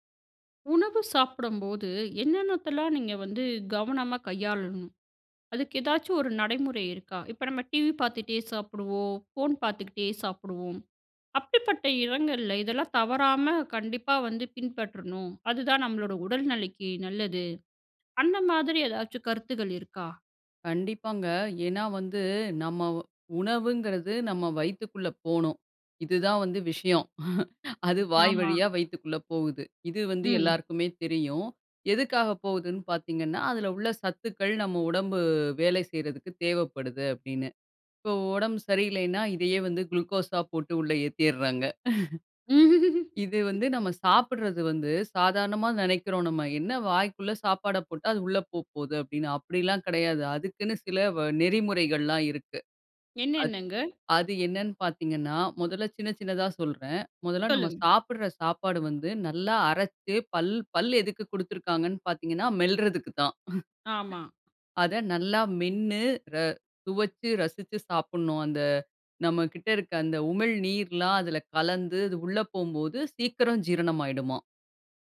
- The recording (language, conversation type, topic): Tamil, podcast, உணவு சாப்பிடும்போது கவனமாக இருக்க நீங்கள் பின்பற்றும் பழக்கம் என்ன?
- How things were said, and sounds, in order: drawn out: "வந்து"; laughing while speaking: "அது வாய்"; drawn out: "ம்"; drawn out: "உடம்பு"; laughing while speaking: "உள்ள ஏத்திர்றாங்க"; laughing while speaking: "ம்ஹ்ஹ்ம்"; other noise; "சொல்லுங்க" said as "சொல்லுங்"; tapping; chuckle